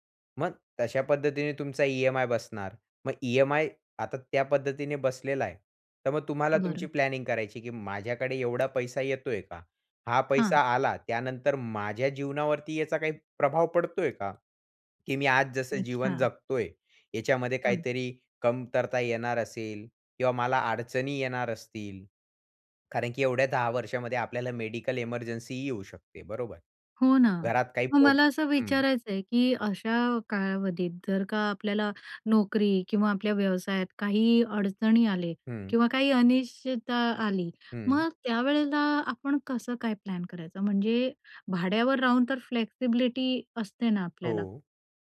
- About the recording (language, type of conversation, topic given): Marathi, podcast, घर खरेदी करायची की भाडेतत्त्वावर राहायचं हे दीर्घकालीन दृष्टीने कसं ठरवायचं?
- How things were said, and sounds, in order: in English: "प्लॅनिंग"; other background noise; in English: "मेडिकल इमर्जन्सीही"; in English: "फ्लेक्सिबिलिटी"